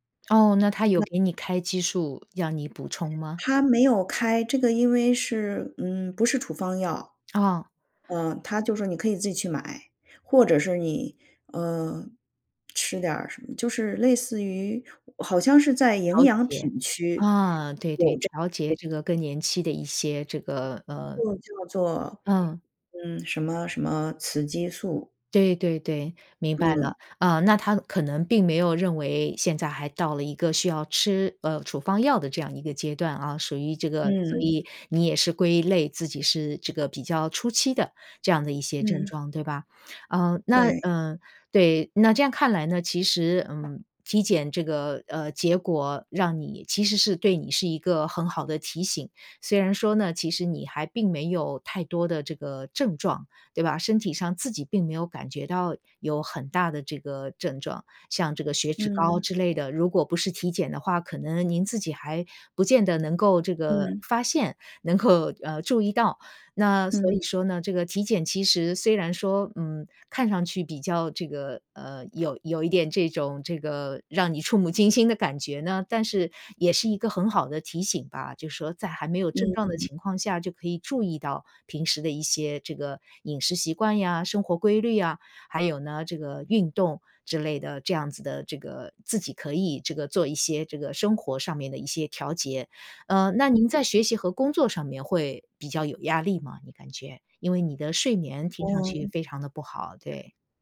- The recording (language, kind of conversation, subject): Chinese, advice, 你最近出现了哪些身体健康变化，让你觉得需要调整生活方式？
- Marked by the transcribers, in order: "激素" said as "激数"; other background noise; laughing while speaking: "能够，呃"